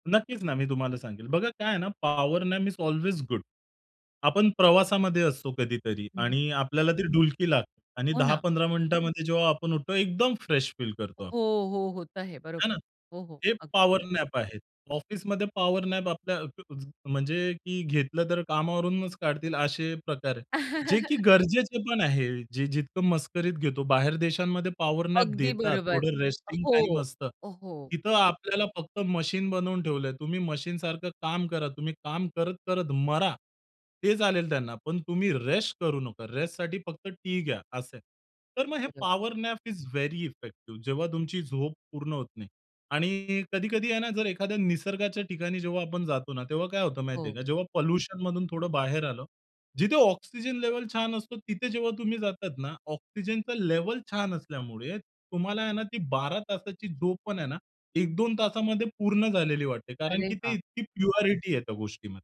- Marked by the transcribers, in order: in English: "पॉवर नॅप इज ऑलवेज गुड"; other background noise; in English: "फ्रेश फील"; other noise; in English: "पॉवर नॅप"; in English: "पॉवर नॅप"; chuckle; in English: "पॉवर नॅप"; in English: "रेस्टिंग टाईम"; in English: "टि"; in English: "पॉवर नॅप इज व्हेरी इफेक्टिव्ह"; in English: "प्युरिटी"
- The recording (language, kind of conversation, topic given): Marathi, podcast, झोपेचा तुमच्या मूडवर काय परिणाम होतो?